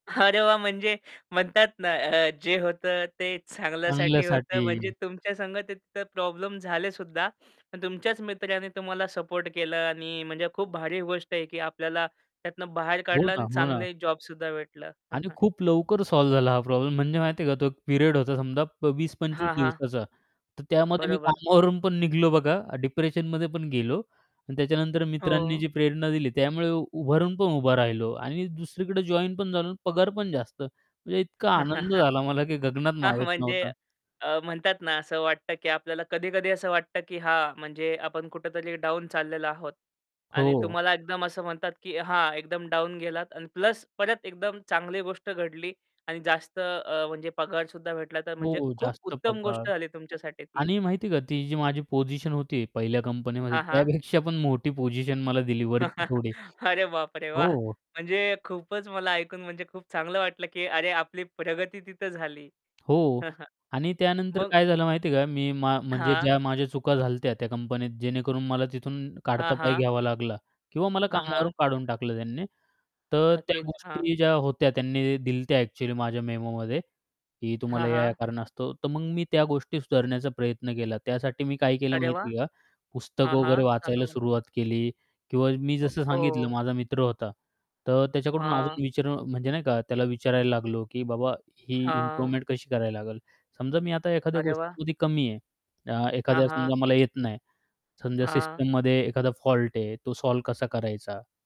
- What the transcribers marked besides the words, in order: laughing while speaking: "अरे, वाह! म्हणजे म्हणतात ना अ, जे होतं ते चांगल्यासाठी होतं"; mechanical hum; distorted speech; static; chuckle; in English: "सॉल्व्ह"; in English: "पिरियड"; laughing while speaking: "कामावरून"; "निघालो" said as "निघलो"; in English: "डिप्रेशनमध्ये"; chuckle; laughing while speaking: "हां, म्हणजे"; laughing while speaking: "त्यापेक्षा"; laugh; laughing while speaking: "अरे, बापरे! वाह!"; other background noise; chuckle; "झाल्या होत्या" said as "झालत्या"; in English: "इम्प्रूवमेंट"; in English: "फॉल्ट"; in English: "सॉल्व्ह"
- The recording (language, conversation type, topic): Marathi, podcast, प्रेरणा तुम्हाला कुठून मिळते?